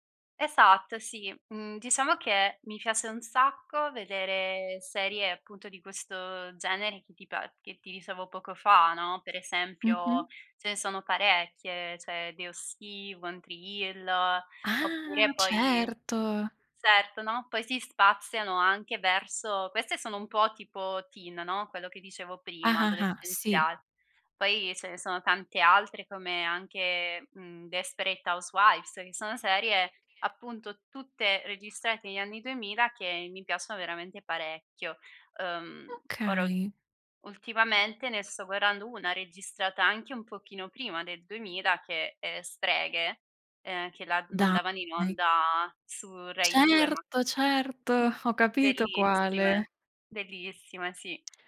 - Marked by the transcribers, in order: in English: "teen"; other background noise; background speech
- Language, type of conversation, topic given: Italian, podcast, Che cosa ti piace di più quando guardi film e serie TV?